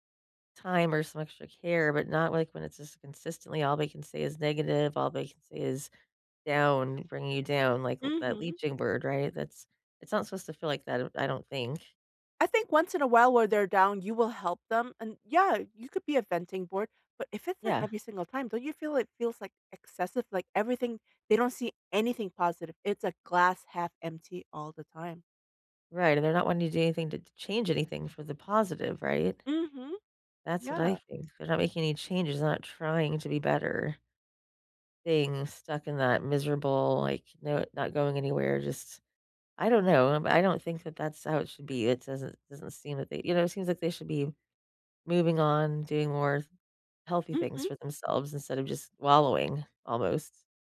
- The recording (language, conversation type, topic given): English, unstructured, How do I know when it's time to end my relationship?
- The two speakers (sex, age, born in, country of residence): female, 45-49, South Korea, United States; female, 45-49, United States, United States
- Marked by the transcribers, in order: tapping